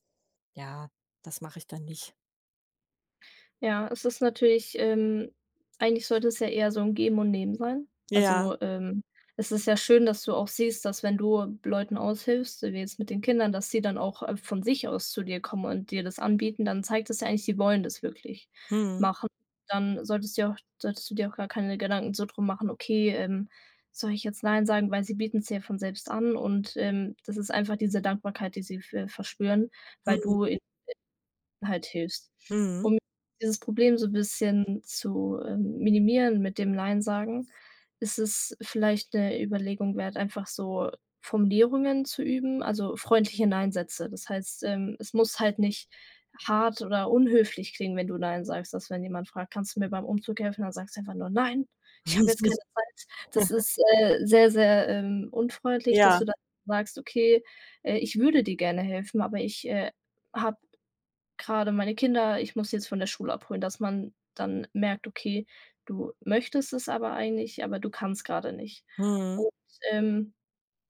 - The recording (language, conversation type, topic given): German, advice, Wie kann ich Nein sagen und meine Grenzen ausdrücken, ohne mich schuldig zu fühlen?
- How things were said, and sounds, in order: other background noise; background speech; chuckle; put-on voice: "Nein, ich habe jetzt keine Zeit"